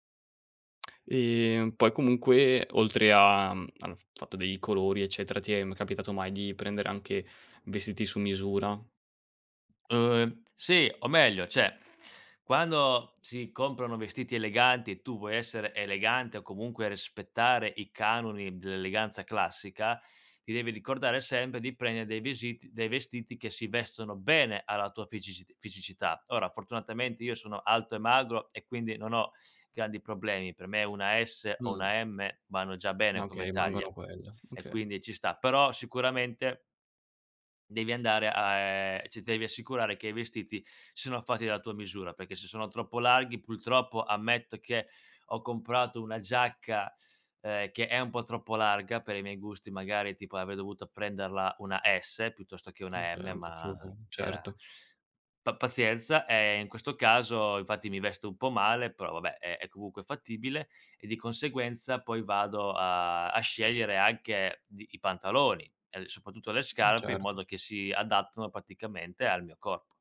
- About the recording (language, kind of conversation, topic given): Italian, podcast, Come è cambiato il tuo stile nel tempo?
- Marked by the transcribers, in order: "cioè" said as "ceh"; "rispettare" said as "respettare"; tapping; "purtroppo" said as "pultroppo"